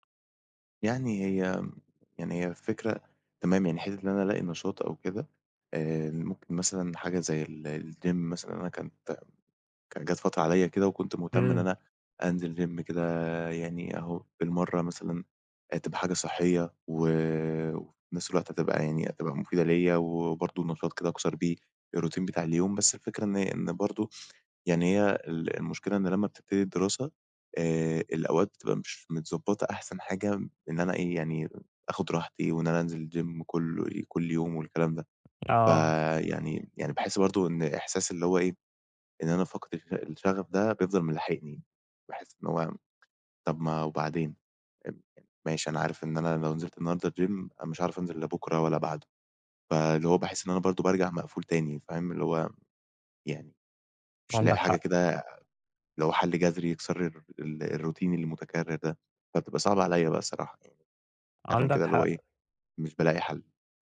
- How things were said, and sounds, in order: in English: "الgym"; in English: "gym"; in English: "الروتين"; in English: "الgym"; tapping; in English: "الgym"; in English: "الروتين"
- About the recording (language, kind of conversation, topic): Arabic, advice, إزاي أتعامل مع إحساسي إن أيامي بقت مكررة ومفيش شغف؟